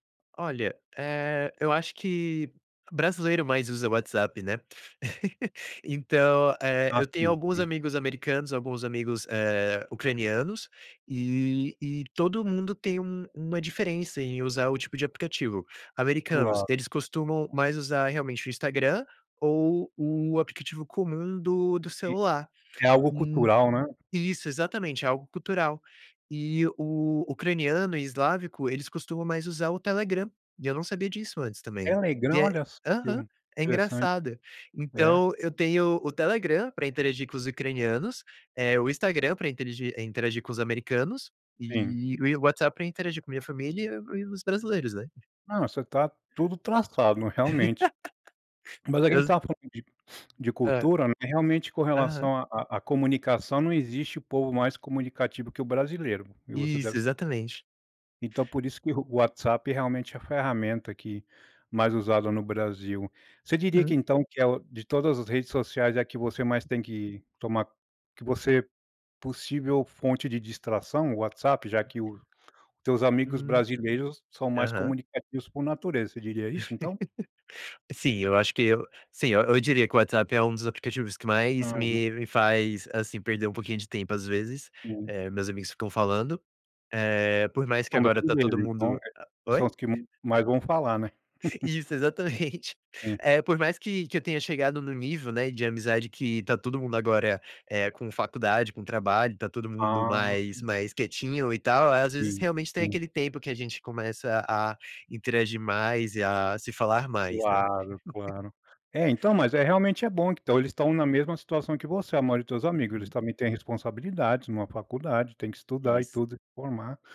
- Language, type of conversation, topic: Portuguese, podcast, Que truques digitais você usa para evitar procrastinar?
- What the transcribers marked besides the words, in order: giggle; tapping; laugh; other background noise; laughing while speaking: "exatamente"